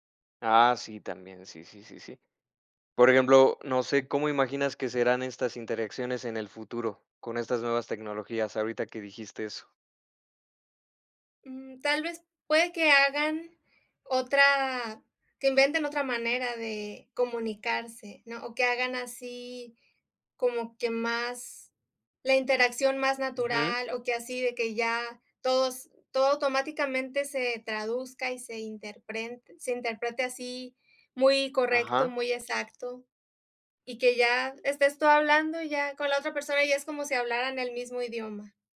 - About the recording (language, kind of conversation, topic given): Spanish, unstructured, ¿Te sorprende cómo la tecnología conecta a personas de diferentes países?
- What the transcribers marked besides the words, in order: none